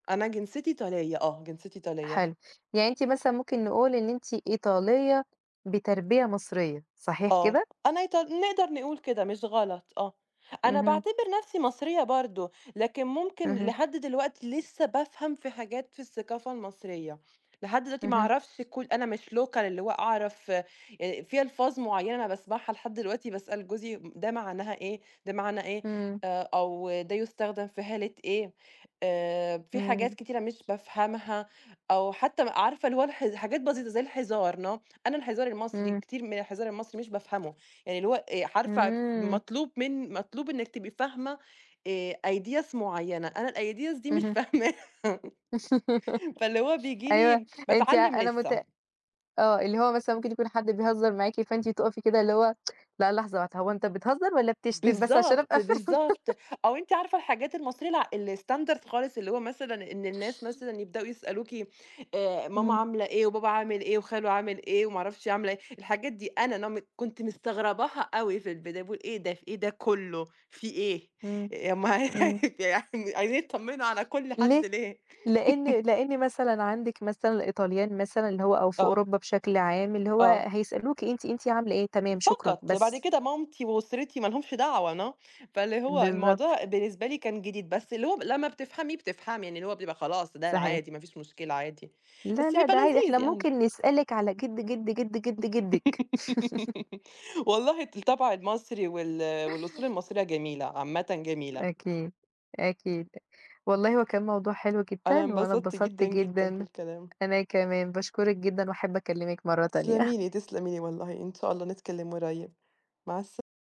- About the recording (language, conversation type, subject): Arabic, unstructured, إيه اللي بيخليك تحس بسعادة حقيقية؟
- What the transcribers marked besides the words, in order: tapping; in English: "local"; in English: "no"; in English: "ideas"; in English: "الideas"; laugh; laughing while speaking: "فاهماها"; tsk; laughing while speaking: "فاهمة"; laugh; chuckle; in English: "الstandard"; in English: "no"; laughing while speaking: "يا ام يعني، عايزين يطمنوا على كل حد ليه"; laugh; in English: "no"; laugh; chuckle